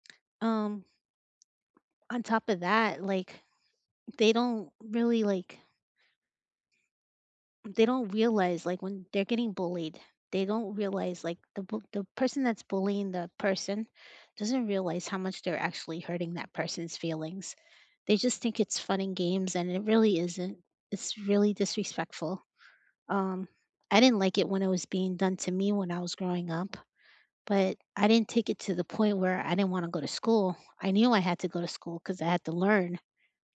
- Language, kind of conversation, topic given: English, unstructured, How does bullying affect a student's learning experience?
- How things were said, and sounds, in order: none